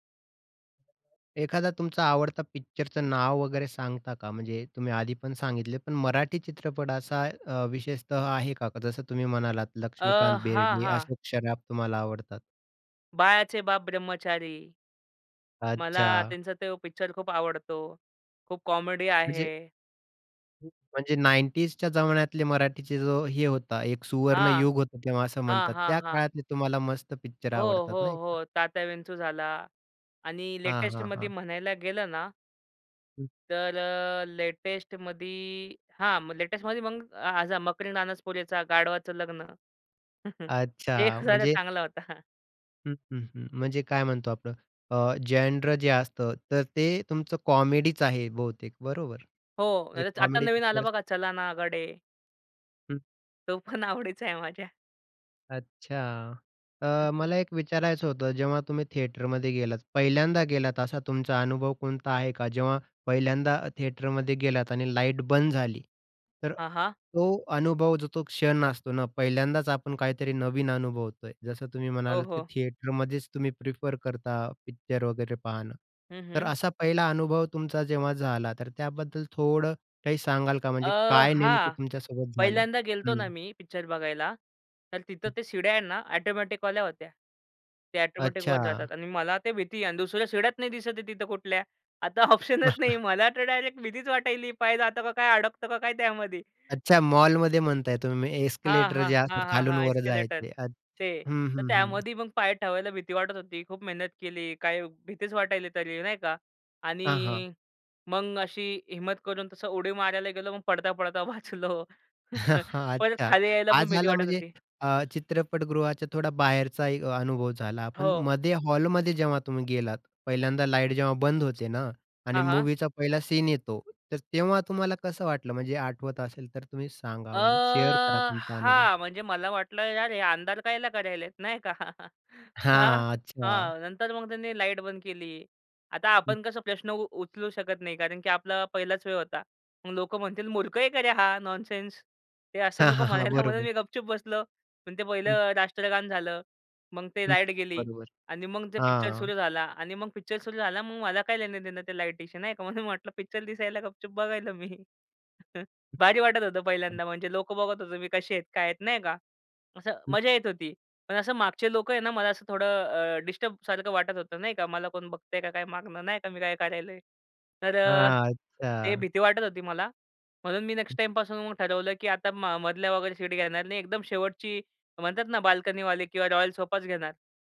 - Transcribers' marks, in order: in English: "कॉमेडी"; other background noise; in English: "लेटेस्टमध्ये"; in English: "लेटेस्टमध्ये"; in English: "लेटेस्टमध्ये"; chuckle; in English: "जेनरा"; in English: "कॉमेडीच"; laughing while speaking: "तो पण आवडीचा आहे माझ्या"; in English: "प्रिफर"; laughing while speaking: "आता ऑप्शनच नाही. मला तर … का काय त्यामध्ये"; in English: "ऑप्शनच"; chuckle; in English: "डायरेक्ट"; in English: "एस्केलेटर"; in English: "एस्केलेटर"; laughing while speaking: "वाचलो"; chuckle; in English: "मूवीचा"; in English: "शेअर"; "करत आहेत" said as "करायलेत"; chuckle; in English: "नॉनसेन्स"; laughing while speaking: "म्हणायला, म्हणून मी गप चूप बसलो"; laughing while speaking: "पिक्चर दिसायला गपचूप बघायला मी"; in English: "डिस्टर्बसारखं"; "करतो आहे" said as "करायलोय"
- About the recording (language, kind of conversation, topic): Marathi, podcast, चित्रपट पाहताना तुमच्यासाठी सर्वात महत्त्वाचं काय असतं?